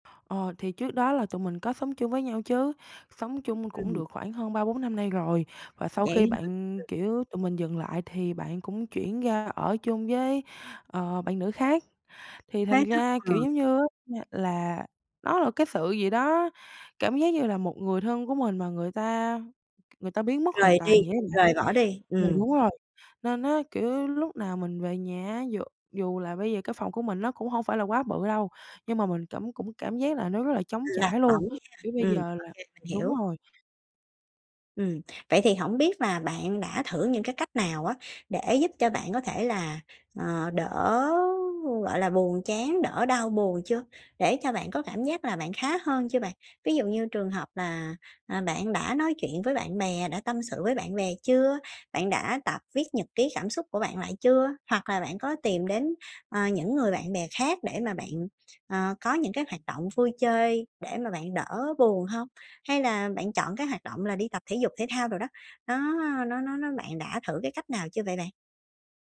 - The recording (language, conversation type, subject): Vietnamese, advice, Sau khi chia tay, làm sao bạn có thể bớt hoang mang và tìm lại cảm giác mình là ai?
- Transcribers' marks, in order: tapping; other background noise